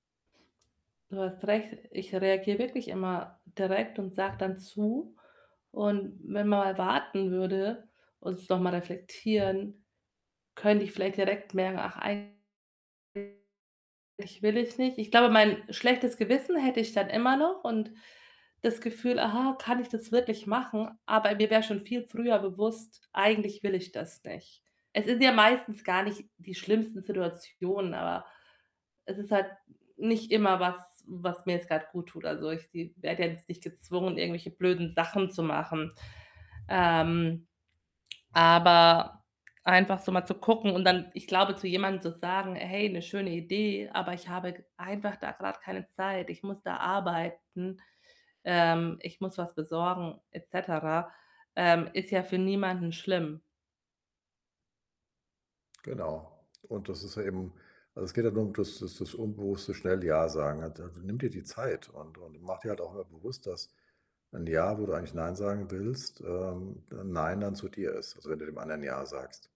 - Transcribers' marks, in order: static; other background noise; distorted speech; unintelligible speech
- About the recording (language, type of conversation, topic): German, advice, Wie kann ich lernen, nein zu sagen, ohne Schuldgefühle zu haben?